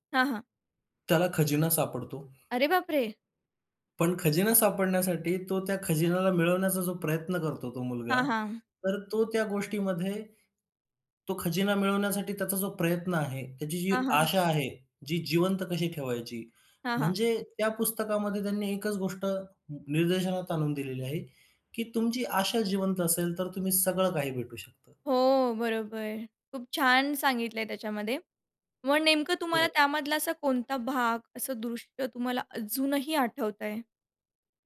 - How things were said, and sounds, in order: none
- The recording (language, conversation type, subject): Marathi, podcast, पुस्तकं वाचताना तुला काय आनंद येतो?
- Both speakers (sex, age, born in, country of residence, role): female, 40-44, India, India, host; male, 25-29, India, India, guest